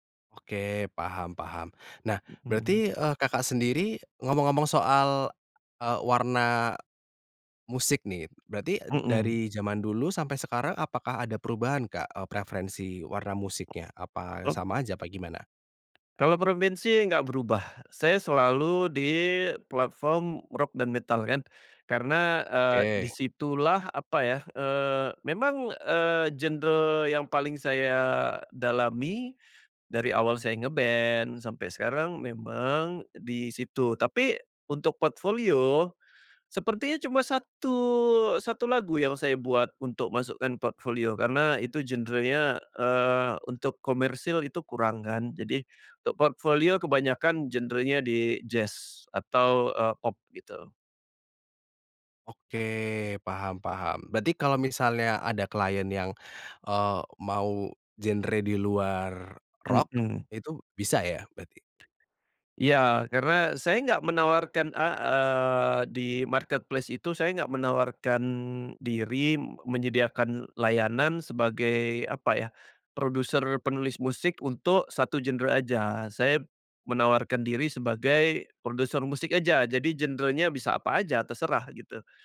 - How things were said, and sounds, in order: other background noise; tapping; drawn out: "satu"; in English: "marketplace"
- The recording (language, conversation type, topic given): Indonesian, podcast, Bagaimana kamu memilih platform untuk membagikan karya?